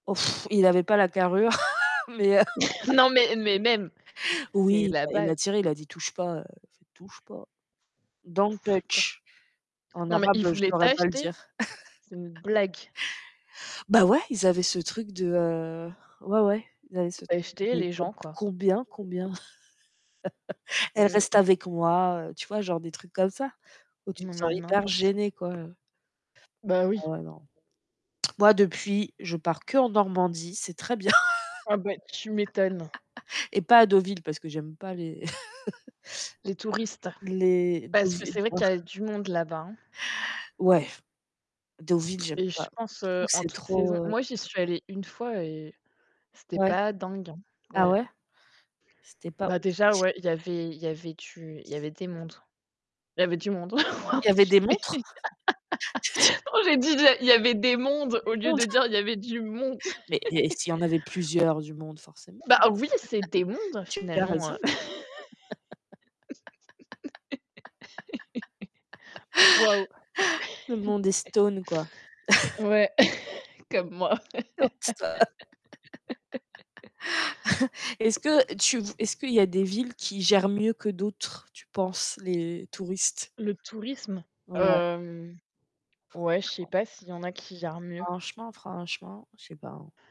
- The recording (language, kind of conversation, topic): French, unstructured, Qu’est-ce qui t’énerve le plus quand tu visites une ville touristique ?
- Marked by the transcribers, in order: static; blowing; chuckle; laughing while speaking: "Non mais"; chuckle; distorted speech; tapping; in English: "Don't touch"; chuckle; unintelligible speech; background speech; chuckle; other background noise; laugh; chuckle; laugh; chuckle; unintelligible speech; stressed: "du"; laugh; chuckle; laugh; in English: "stone"; chuckle; laughing while speaking: "comme moi"; laugh; unintelligible speech; laugh; put-on voice: "franchement franchement"